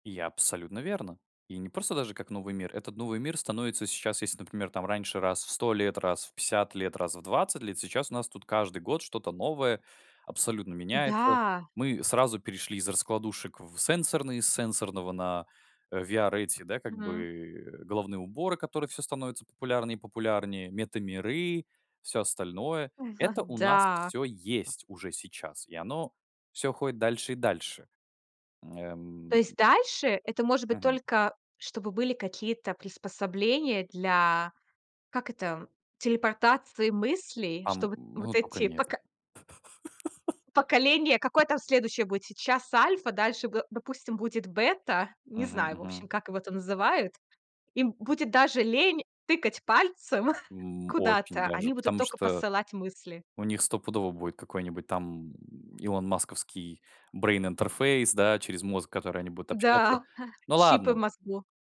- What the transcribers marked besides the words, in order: chuckle; tapping; laugh; chuckle; chuckle
- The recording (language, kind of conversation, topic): Russian, podcast, Когда лучше позвонить, а когда написать сообщение?